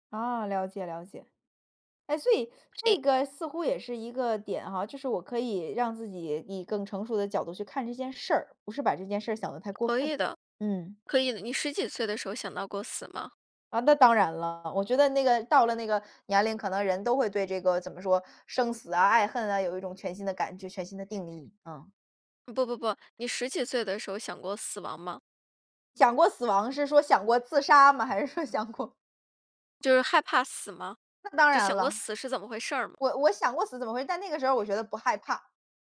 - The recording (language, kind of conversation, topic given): Chinese, advice, 我想停止过度担心，但不知道该从哪里开始，该怎么办？
- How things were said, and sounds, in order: other background noise; laughing while speaking: "还是说想过"